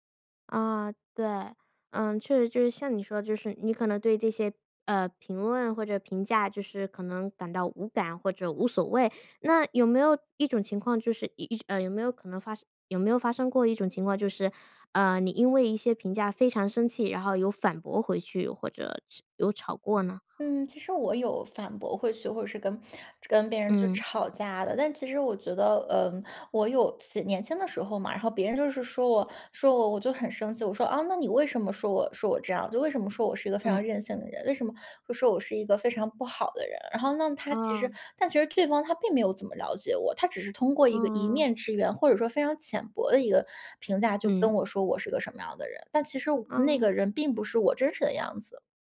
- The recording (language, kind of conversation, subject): Chinese, podcast, 你会如何应对别人对你变化的评价？
- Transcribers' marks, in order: none